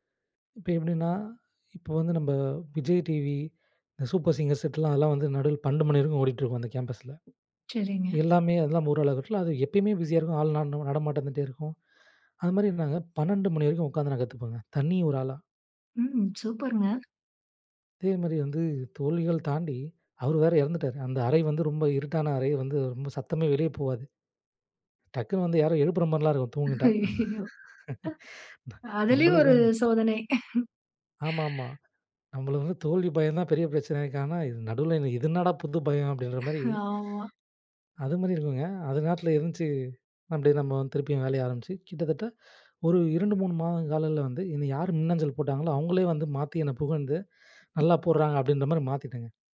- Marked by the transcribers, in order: in English: "சூப்பர் சிங்கர்ஸ் செட்"; in English: "கேம்பஸ்ல"; other background noise; surprised: "சூப்பர்ங்க!"; other noise; laughing while speaking: "அய்யயோ"; chuckle; chuckle; wind; chuckle; in English: "மன்டே"; joyful: "அவங்களே வந்து மாத்தி என்னை புகழ்ந்து நல்லா போட்றாங்க அப்டின்ற மாதிரி மாத்திட்டாங்க"
- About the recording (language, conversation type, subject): Tamil, podcast, தோல்விகள் உங்கள் படைப்பை எவ்வாறு மாற்றின?